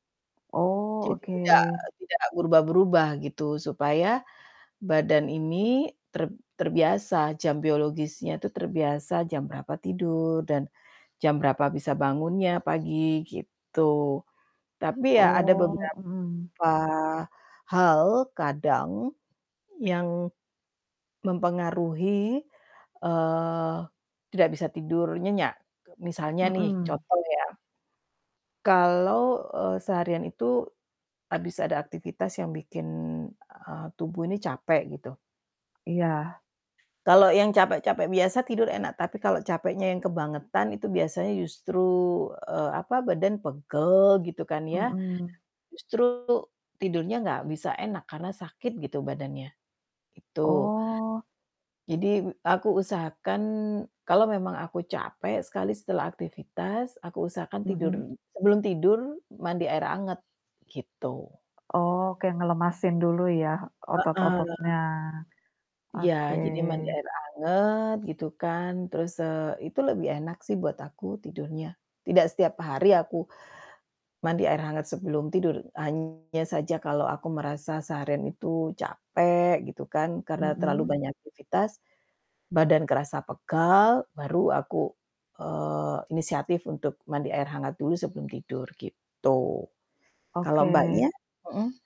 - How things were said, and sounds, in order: other background noise; static; distorted speech; background speech; tapping
- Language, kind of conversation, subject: Indonesian, unstructured, Bagaimana peran tidur dalam menjaga suasana hati kita?